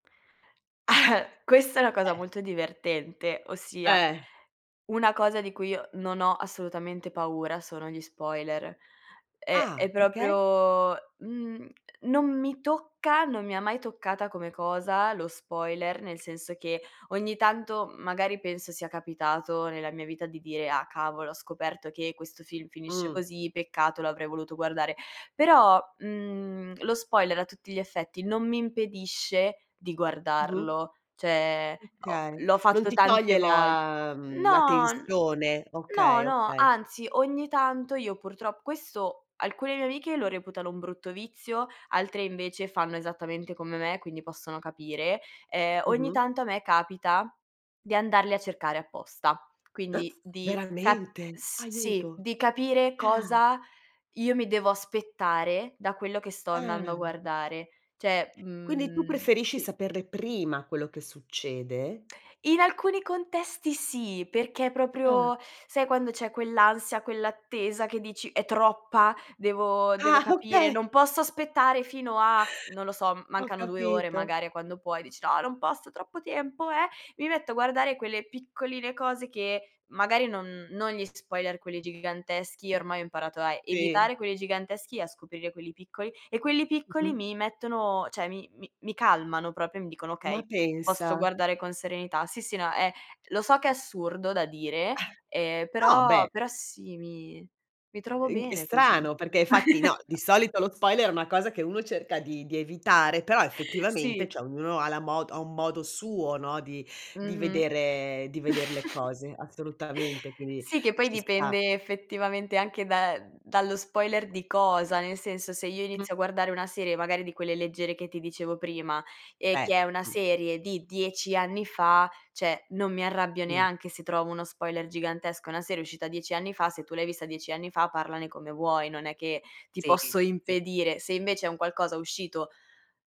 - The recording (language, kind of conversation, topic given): Italian, podcast, Preferisci guardare una stagione tutta d’un fiato o seguire le puntate settimana per settimana?
- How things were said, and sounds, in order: chuckle; "Okay" said as "kay"; "cioè" said as "ceh"; other noise; "Cioè" said as "ceh"; "cioè" said as "ceh"; chuckle; chuckle; other background noise; chuckle; tapping; "cioè" said as "ceh"